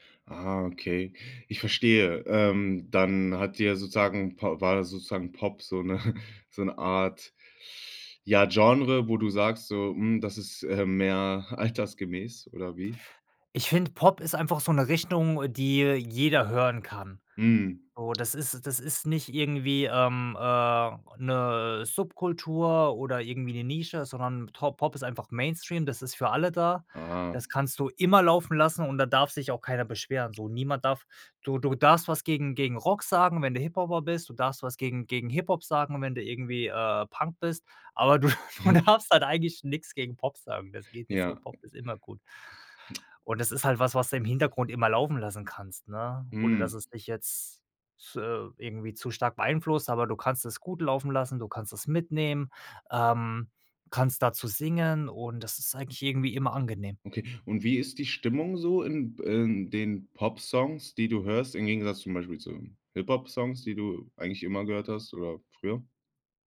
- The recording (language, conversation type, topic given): German, podcast, Wie hat sich dein Musikgeschmack über die Jahre verändert?
- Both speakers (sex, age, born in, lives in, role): male, 25-29, Germany, Germany, host; male, 35-39, Germany, Sweden, guest
- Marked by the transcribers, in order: laughing while speaking: "so 'ne"; other background noise; stressed: "immer"; laughing while speaking: "du du darfst halt eigentlich nix"; chuckle